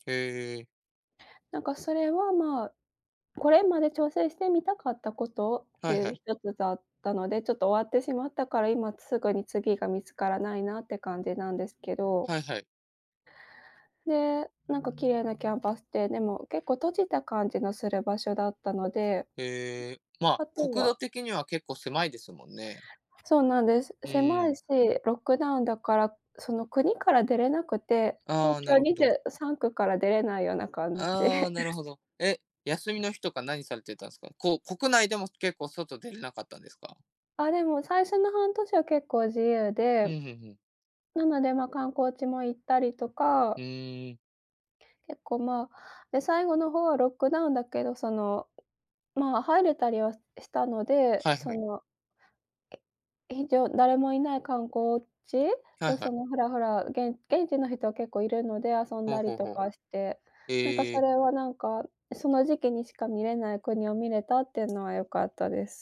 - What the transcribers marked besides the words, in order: "挑戦" said as "ちょうせい"; tapping; unintelligible speech; in English: "ロックダウン"; chuckle; other background noise; in English: "ロックダウン"
- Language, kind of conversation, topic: Japanese, unstructured, 将来、挑戦してみたいことはありますか？